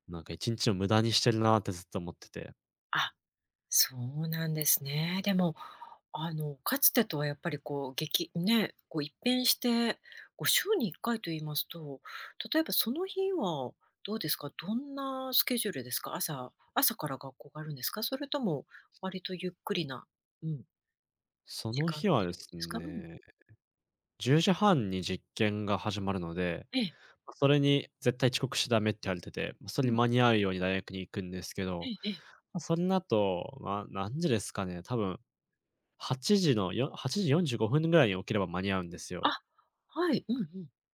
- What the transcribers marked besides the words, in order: none
- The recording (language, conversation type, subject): Japanese, advice, 朝のルーティンが整わず一日中だらけるのを改善するにはどうすればよいですか？